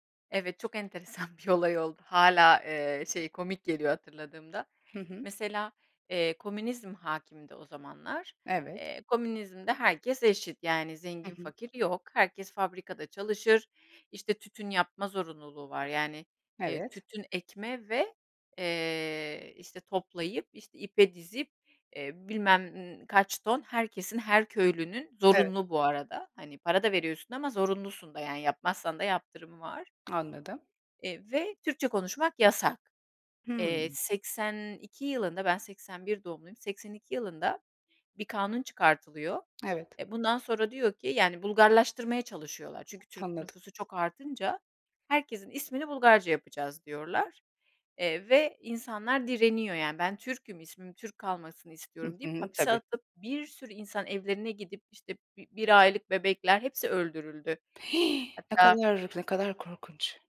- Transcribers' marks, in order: tapping; other background noise; stressed: "Hih"
- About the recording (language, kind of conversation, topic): Turkish, podcast, Ailenizin göç hikâyesi nasıl başladı, anlatsana?